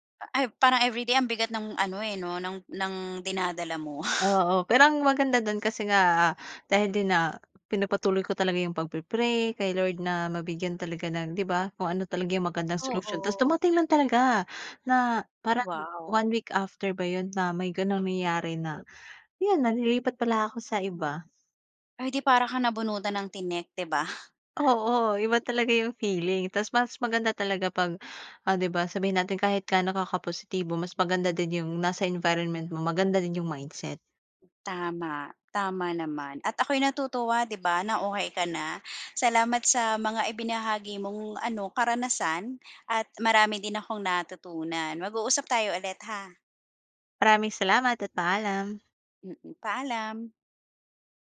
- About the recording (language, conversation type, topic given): Filipino, podcast, Ano ang pinakamahalagang aral na natutunan mo sa buhay?
- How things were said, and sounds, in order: none